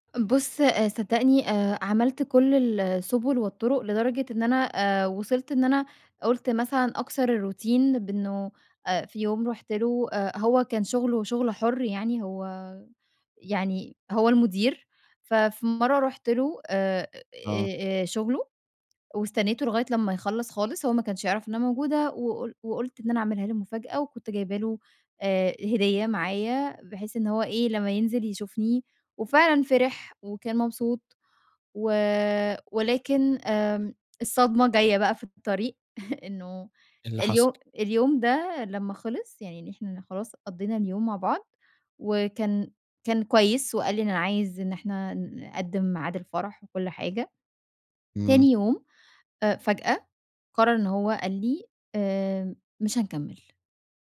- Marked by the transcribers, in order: in English: "الروتين"; chuckle
- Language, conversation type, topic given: Arabic, advice, إزاي أتعامل مع حزن شديد بعد انفصال مفاجئ؟